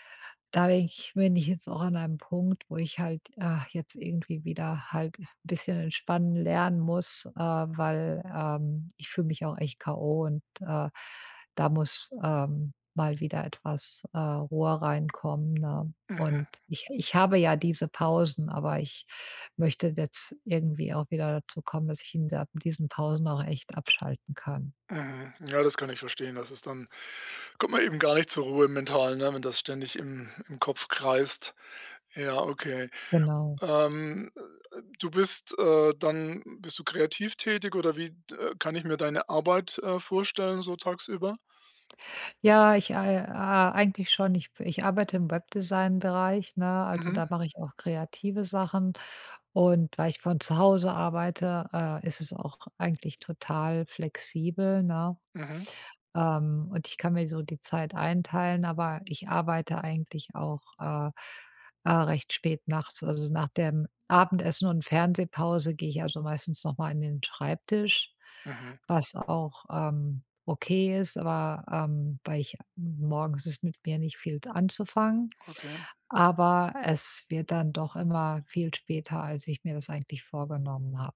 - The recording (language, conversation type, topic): German, advice, Wie kann ich zuhause besser entspannen und vom Stress abschalten?
- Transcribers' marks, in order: tapping